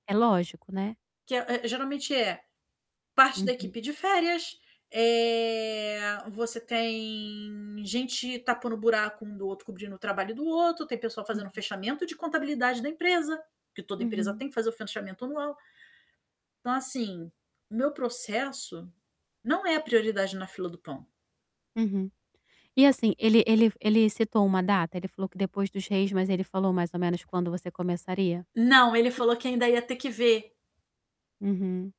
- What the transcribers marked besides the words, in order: static; drawn out: "eh"; distorted speech; tapping; other background noise
- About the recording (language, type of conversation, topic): Portuguese, advice, Como posso lidar com a incerteza sobre o que pode acontecer no futuro?